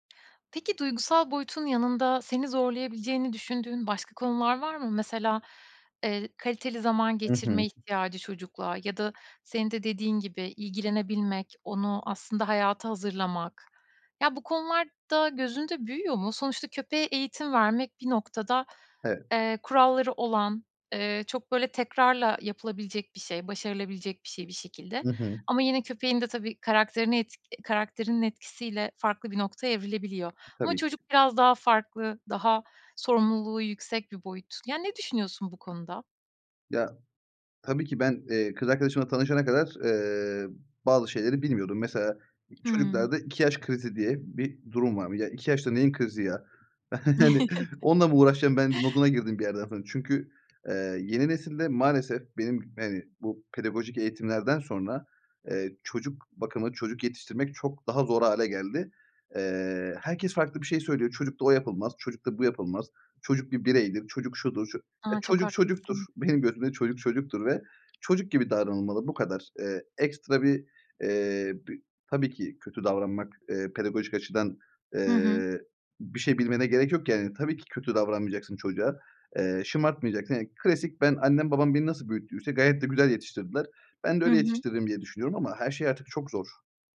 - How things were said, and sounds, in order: tapping; other noise; laughing while speaking: "hani"; chuckle; other background noise
- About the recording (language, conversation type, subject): Turkish, podcast, Çocuk sahibi olmaya hazır olup olmadığını nasıl anlarsın?